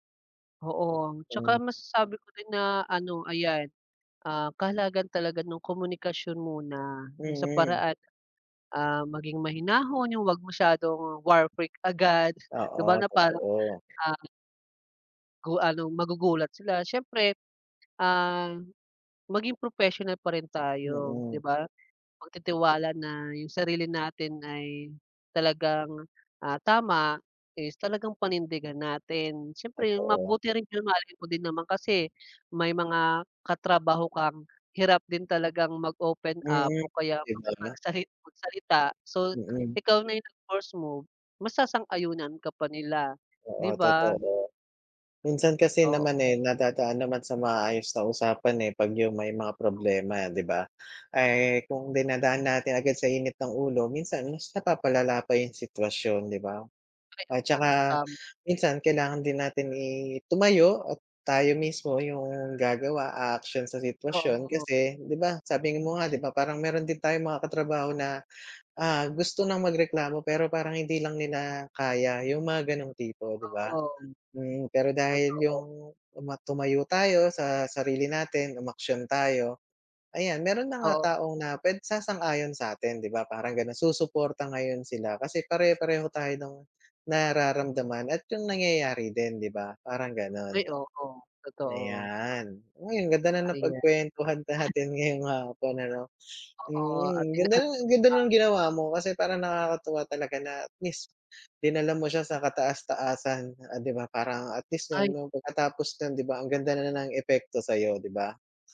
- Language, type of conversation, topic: Filipino, unstructured, Ano ang ginagawa mo kapag pakiramdam mo ay sinasamantala ka sa trabaho?
- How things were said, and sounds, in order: none